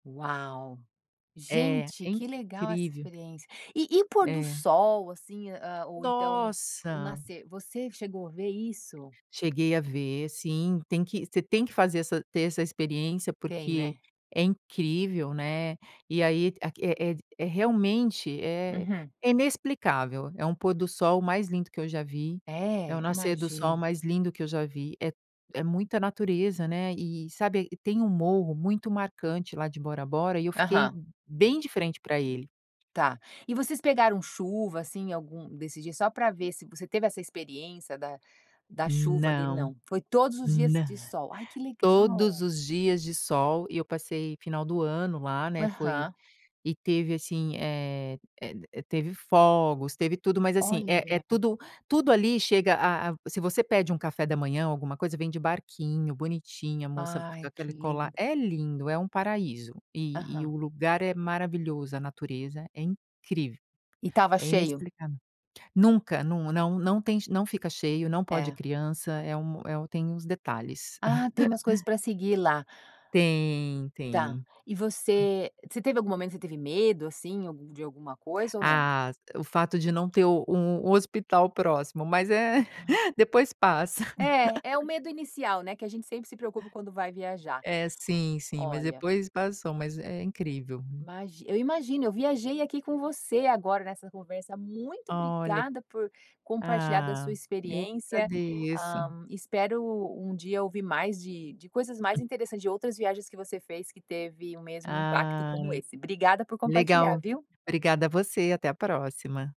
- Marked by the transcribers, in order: other noise; laugh; tapping
- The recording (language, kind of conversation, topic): Portuguese, podcast, Onde você teve um encontro inesquecível com a natureza?